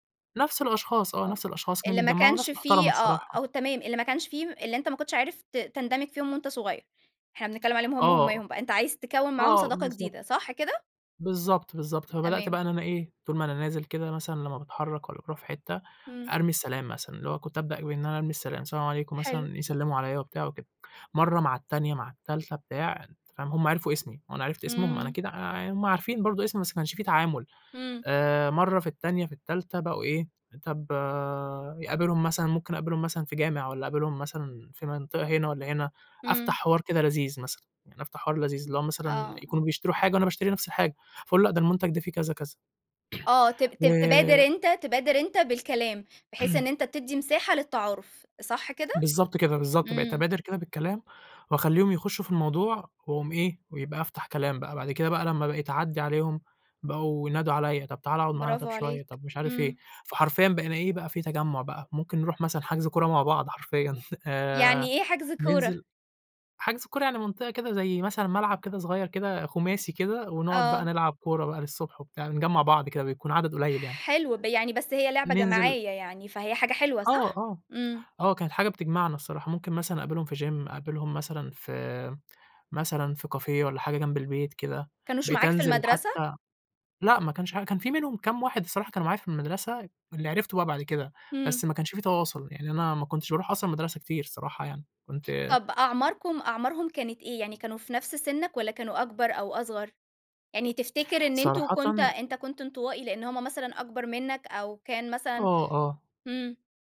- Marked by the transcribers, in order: throat clearing; throat clearing; chuckle; other background noise; tapping; in English: "gym"; in English: "cafe"
- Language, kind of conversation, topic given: Arabic, podcast, إزاي بتكوّن صداقات جديدة في منطقتك؟